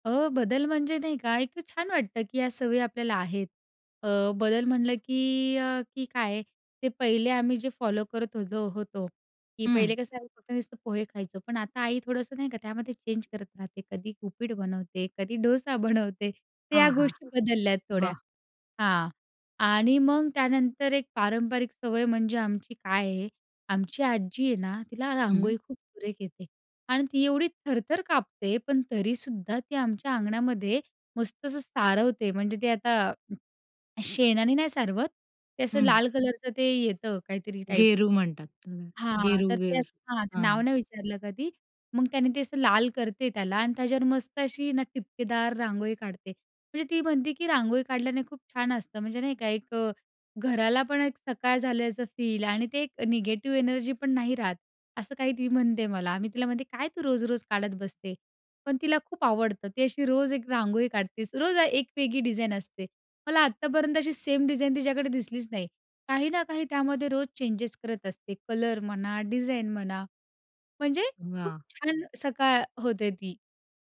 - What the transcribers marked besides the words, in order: in English: "फॉलो"; in English: "चेंज"; laughing while speaking: "बनवते"; in English: "निगेटिव्ह"
- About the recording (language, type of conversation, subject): Marathi, podcast, सकाळी तुमच्या घरी कोणत्या पारंपरिक सवयी असतात?